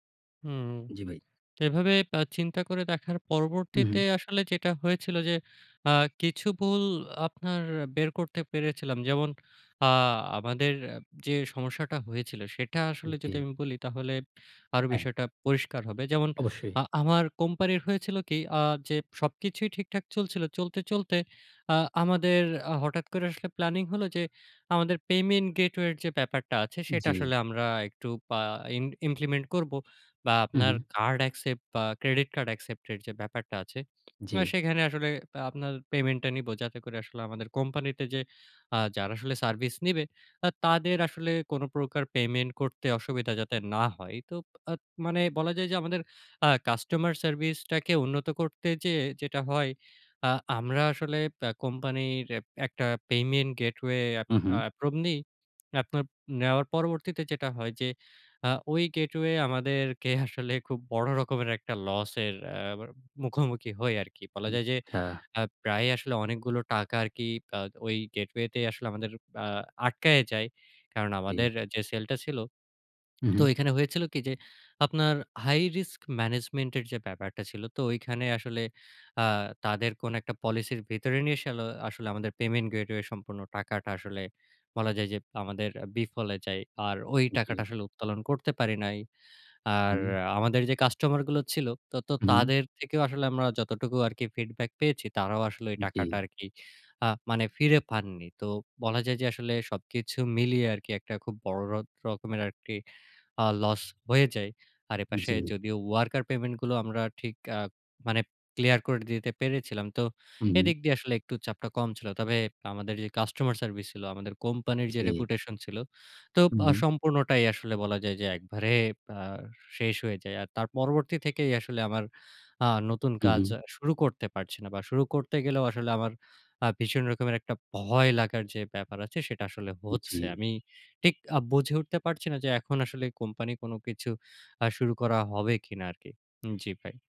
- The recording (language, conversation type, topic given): Bengali, advice, আপনি বড় প্রকল্প বারবার টালতে টালতে কীভাবে শেষ পর্যন্ত অনুপ্রেরণা হারিয়ে ফেলেন?
- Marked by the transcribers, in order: in English: "payment gateway"; in English: "implement"; in English: "card accept"; in English: "Credit card accept"; in English: "payment gateway"; in English: "approve"; in English: "gateway"; laughing while speaking: "আসলে খুব"; in English: "gateway"; in English: "high risk management"; in English: "policy"; in English: "feedback"; in English: "worker payment"; in English: "customer service"; in English: "reputation"